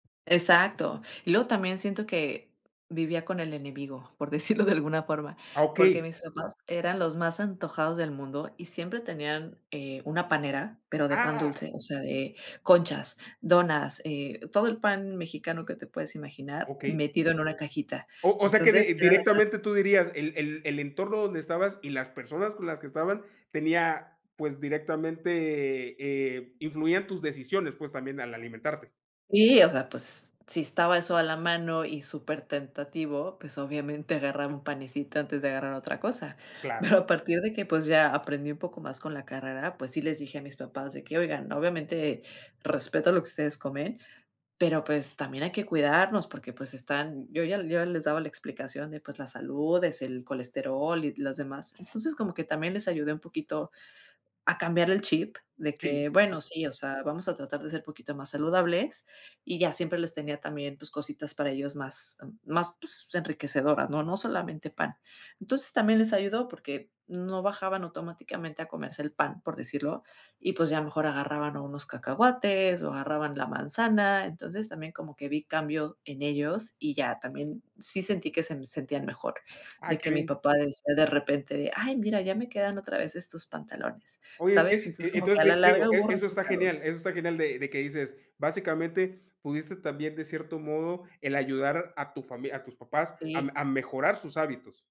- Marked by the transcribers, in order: laughing while speaking: "decirlo de"; laughing while speaking: "a"; other background noise
- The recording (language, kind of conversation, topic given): Spanish, podcast, ¿Cómo eliges qué comer para sentirte bien?
- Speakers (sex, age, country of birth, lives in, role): female, 35-39, Mexico, United States, guest; male, 40-44, Mexico, Mexico, host